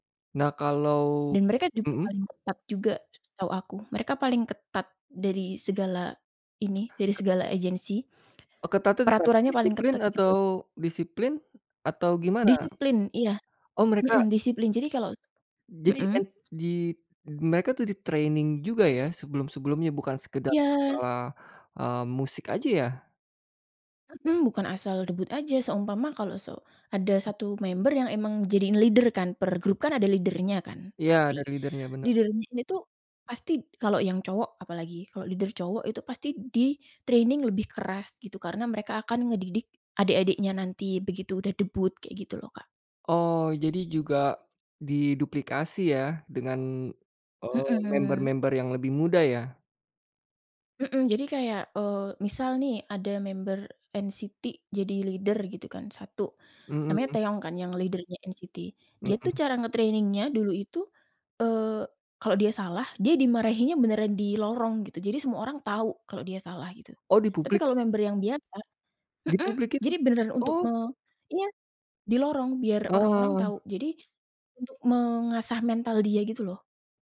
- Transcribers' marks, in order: tapping; other background noise; in English: "training"; in English: "member"; in English: "leader"; in English: "leader-nya"; in English: "leader-nya"; in English: "Leader-nya"; in English: "leader"; in English: "training"; in English: "member-member"; in English: "leader"; in English: "leader-nya"; in English: "nge-training-nya"; in English: "member"
- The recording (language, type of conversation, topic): Indonesian, podcast, Bagaimana biasanya kamu menemukan lagu baru yang kamu suka?